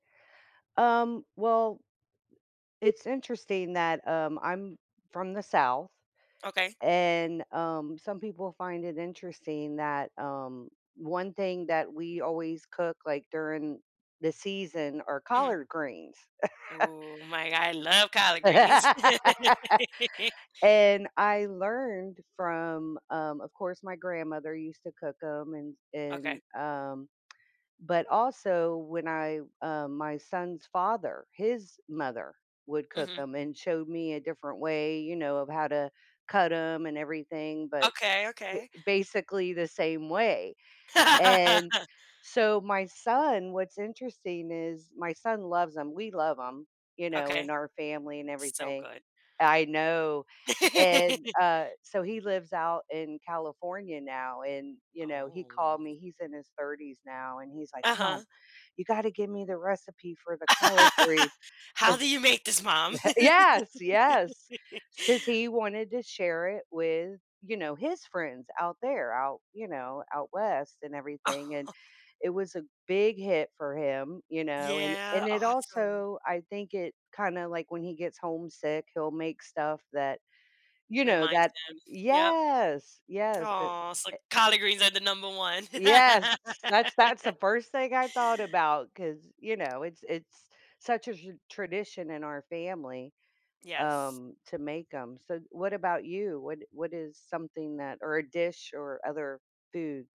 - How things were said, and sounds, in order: other background noise; tapping; chuckle; laugh; tsk; laugh; laugh; laugh; laugh; chuckle; laugh
- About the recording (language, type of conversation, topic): English, unstructured, How do food traditions help shape our sense of identity and belonging?
- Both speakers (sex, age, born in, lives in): female, 30-34, United States, United States; female, 55-59, United States, United States